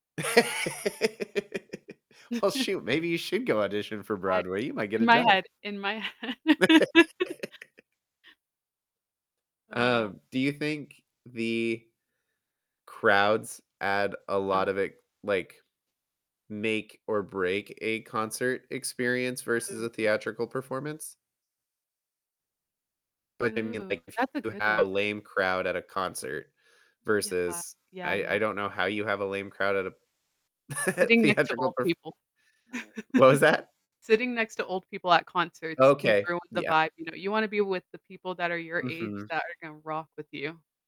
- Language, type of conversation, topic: English, unstructured, How do live concerts and theatrical performances offer different experiences to audiences?
- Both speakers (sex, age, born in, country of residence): female, 25-29, United States, United States; male, 35-39, United States, United States
- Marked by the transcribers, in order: laugh; laughing while speaking: "Well"; chuckle; laugh; laughing while speaking: "head"; distorted speech; other background noise; laugh; laughing while speaking: "theatrical"; laugh; laughing while speaking: "What was that?"